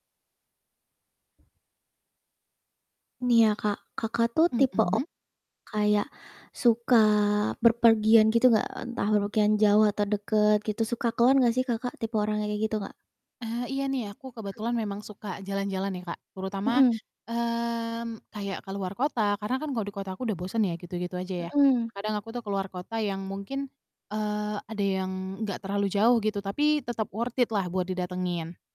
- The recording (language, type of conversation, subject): Indonesian, podcast, Pernahkah Anda mengalami cuaca buruk saat bepergian, dan bagaimana cara Anda menghadapinya?
- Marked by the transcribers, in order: static; drawn out: "mmm"; in English: "worth it-lah"